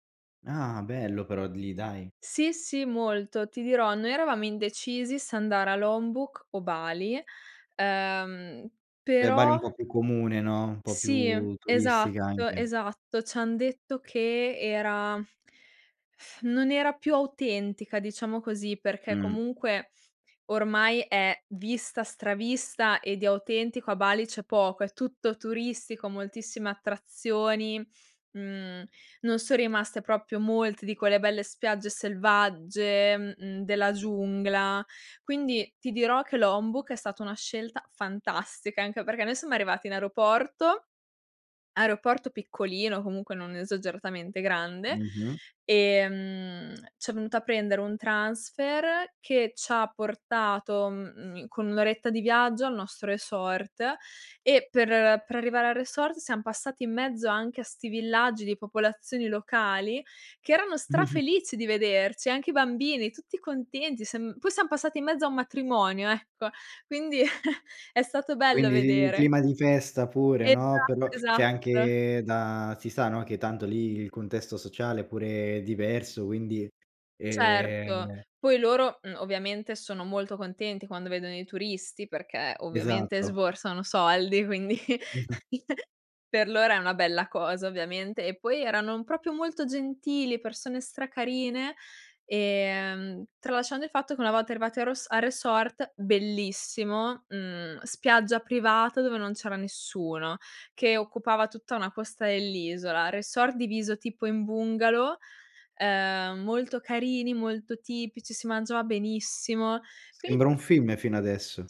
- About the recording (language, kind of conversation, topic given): Italian, podcast, Raccontami di un viaggio nato da un’improvvisazione
- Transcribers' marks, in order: lip trill; "proprio" said as "propio"; chuckle; chuckle; laughing while speaking: "quindi"; chuckle; "proprio" said as "propio"; "quindi" said as "quini"